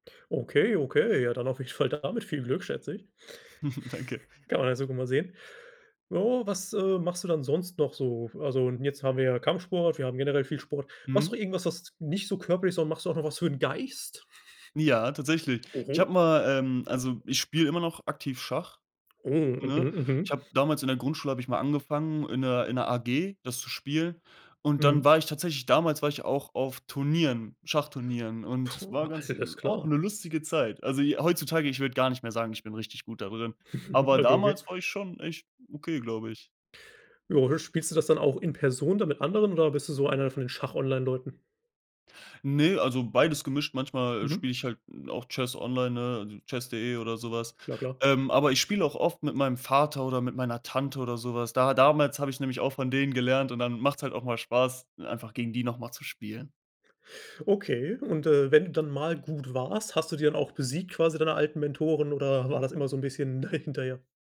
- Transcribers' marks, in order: chuckle; unintelligible speech; chuckle; other background noise; chuckle; unintelligible speech; in English: "Chess online"; chuckle; laughing while speaking: "hinterher?"
- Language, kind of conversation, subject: German, podcast, Wie fängst du an, wenn du ein neues Hobby ausprobieren möchtest?